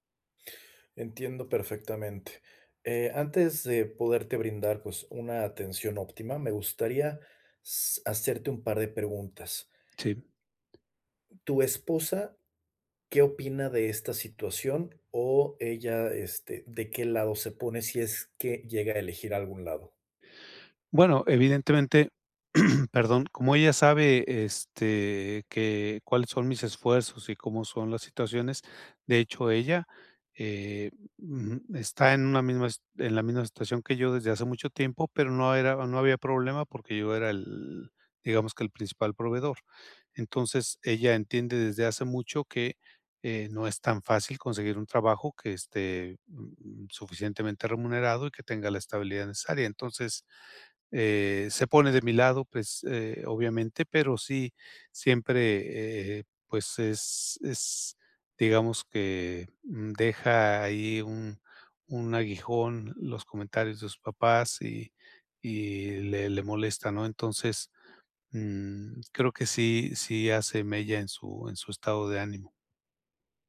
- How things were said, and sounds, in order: tapping; other background noise; throat clearing
- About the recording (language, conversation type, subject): Spanish, advice, ¿Cómo puedo mantener la calma cuando alguien me critica?